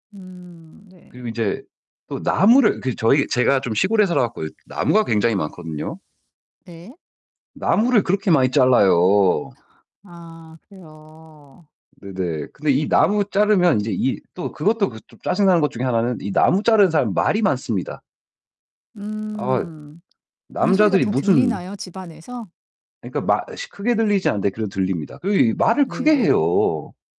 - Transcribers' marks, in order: distorted speech; other background noise
- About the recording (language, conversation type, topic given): Korean, advice, 공유 사무실이나 집에서 외부 방해 때문에 집중이 안 될 때 어떻게 하면 좋을까요?